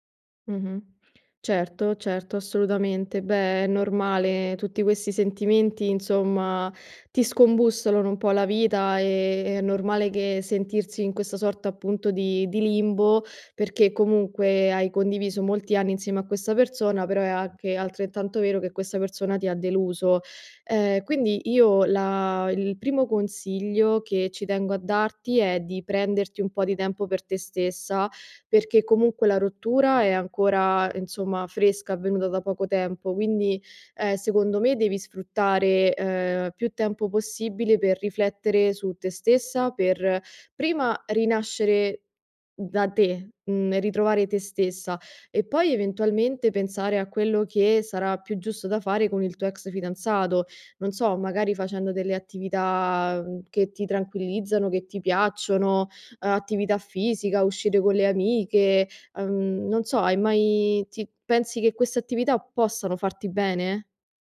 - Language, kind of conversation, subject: Italian, advice, Dovrei restare amico del mio ex?
- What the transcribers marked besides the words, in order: none